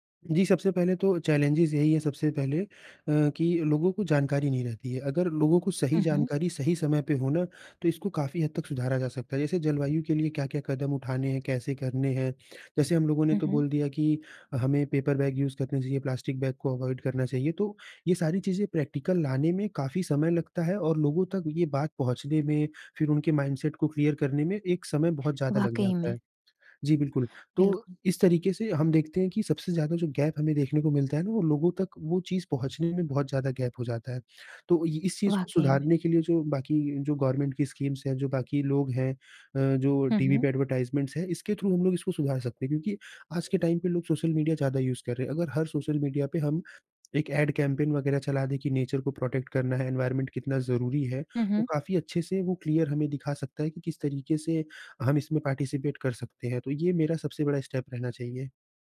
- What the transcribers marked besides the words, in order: in English: "चैलेंजेज़"; in English: "पेपर बैग यूज़"; in English: "प्लास्टिक बैग"; in English: "अवॉइड"; in English: "प्रैक्टिकल"; in English: "माइंडसेट"; in English: "क्लीयर"; in English: "गैप"; in English: "गैप"; in English: "गवर्नमेंट"; in English: "स्कीम्स"; in English: "एडवर्टाइजमेंट्स"; in English: "थ्रू"; in English: "टाइम"; in English: "यूज़"; in English: "ऐड कैम्पेन"; in English: "नेचर"; in English: "प्रोटेक्ट"; in English: "एनवायरमेंट"; in English: "क्लीयर"; in English: "पार्टिसिपेंट"; in English: "स्टेप"
- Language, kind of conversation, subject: Hindi, podcast, एक आम व्यक्ति जलवायु कार्रवाई में कैसे शामिल हो सकता है?
- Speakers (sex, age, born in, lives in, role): female, 30-34, India, India, host; male, 20-24, India, India, guest